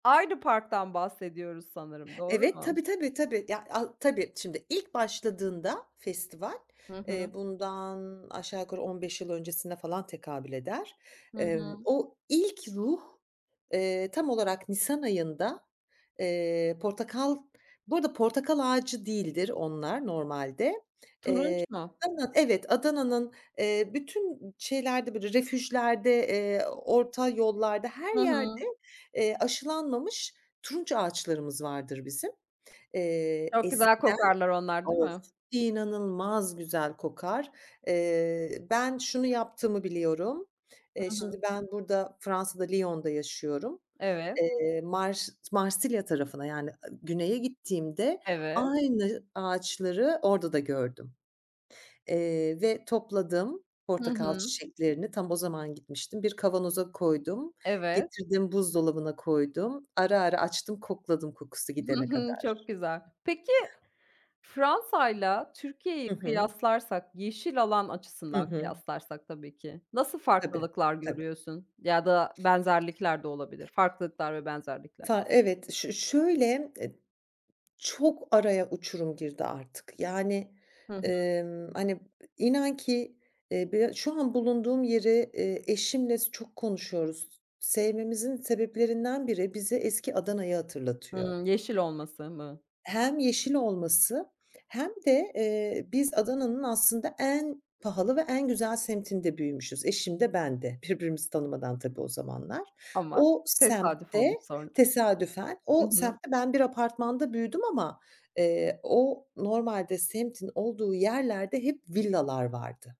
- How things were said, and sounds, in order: other background noise; tapping
- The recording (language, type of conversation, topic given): Turkish, podcast, Şehirlerde yeşil alanları artırmak için neler yapılabilir?